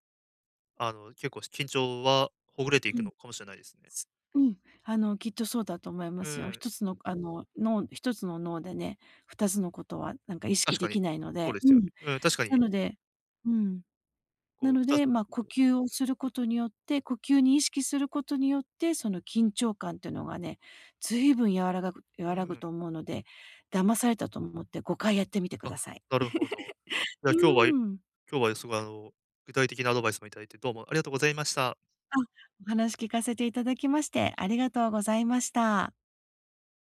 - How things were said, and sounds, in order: laugh; other noise
- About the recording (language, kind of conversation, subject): Japanese, advice, 人前で話すときに自信を高めるにはどうすればよいですか？